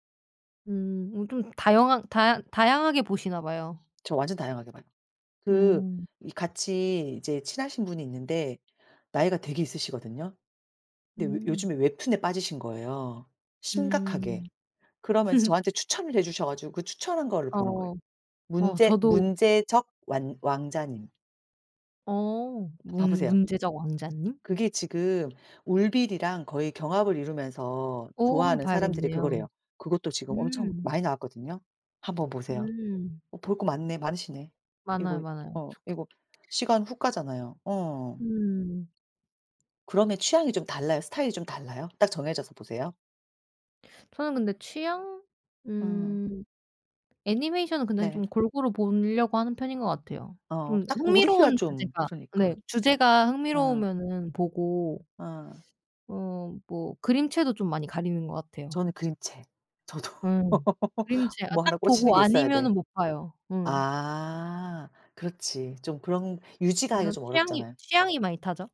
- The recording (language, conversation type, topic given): Korean, unstructured, 어렸을 때 가장 좋아했던 만화나 애니메이션은 무엇인가요?
- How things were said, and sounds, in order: other background noise; laugh; inhale; laugh; drawn out: "아"